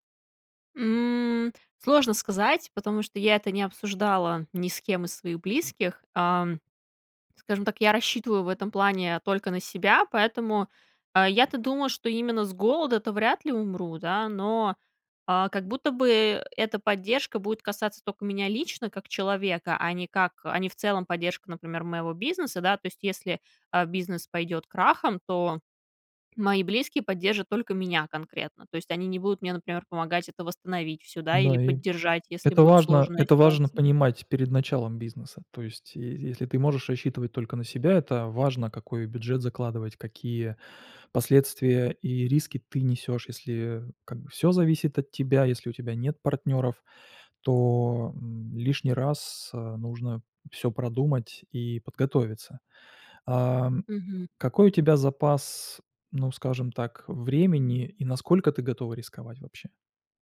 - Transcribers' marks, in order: none
- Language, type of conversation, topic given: Russian, advice, Какие сомнения у вас возникают перед тем, как уйти с работы ради стартапа?